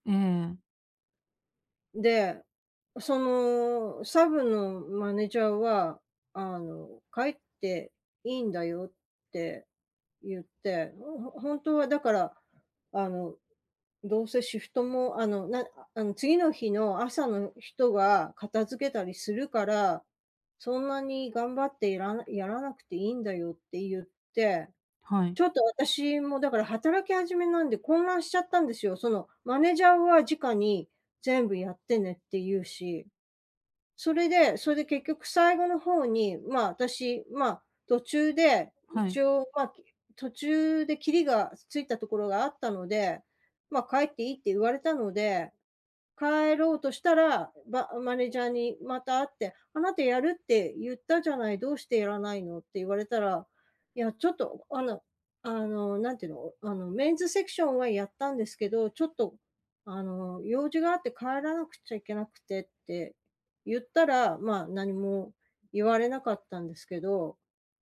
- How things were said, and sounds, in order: none
- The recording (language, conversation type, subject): Japanese, advice, グループで自分の居場所を見つけるにはどうすればいいですか？